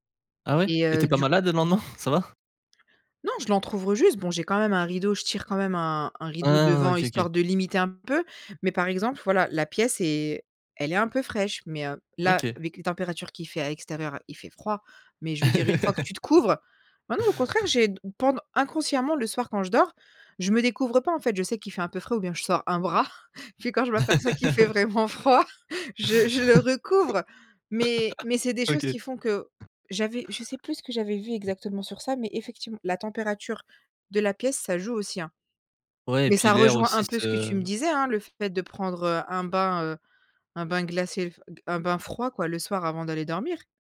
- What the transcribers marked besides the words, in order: laugh; tapping; laugh; other background noise; laugh; laughing while speaking: "Puis, quand je m'aperçois qu'il fait vraiment froid, je je le recouvre"
- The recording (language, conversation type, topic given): French, podcast, Comment éviter de scroller sans fin le soir ?